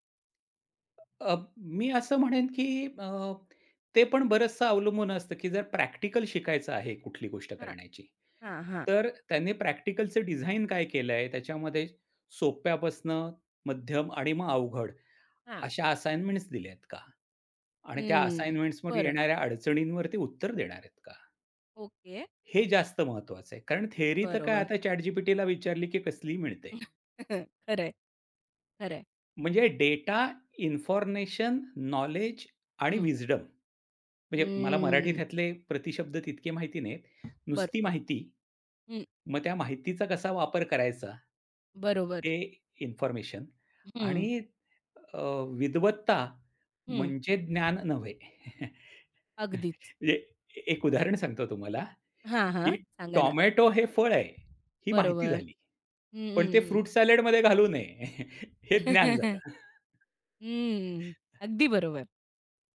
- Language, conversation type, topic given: Marathi, podcast, कोर्स, पुस्तक किंवा व्हिडिओ कशा प्रकारे निवडता?
- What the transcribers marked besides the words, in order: other background noise; in English: "असाइनमेंट्स"; in English: "असाइनमेंट्सवर"; chuckle; in English: "विस्डम"; tapping; chuckle; laughing while speaking: "म्हणजे"; chuckle; laughing while speaking: "झालं"; chuckle